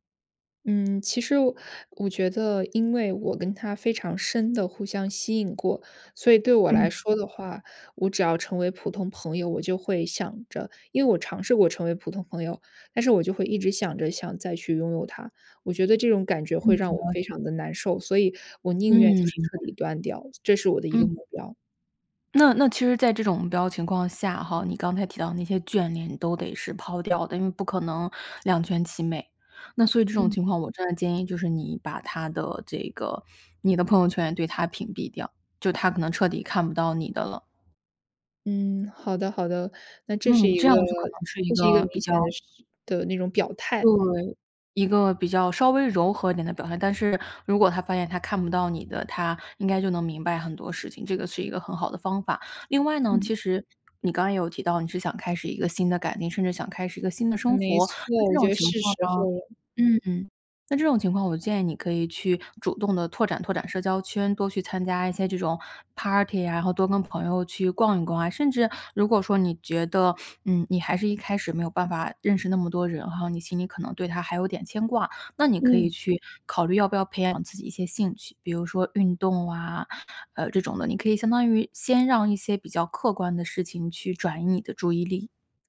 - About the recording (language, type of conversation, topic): Chinese, advice, 我对前任还存在情感上的纠葛，该怎么办？
- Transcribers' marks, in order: other background noise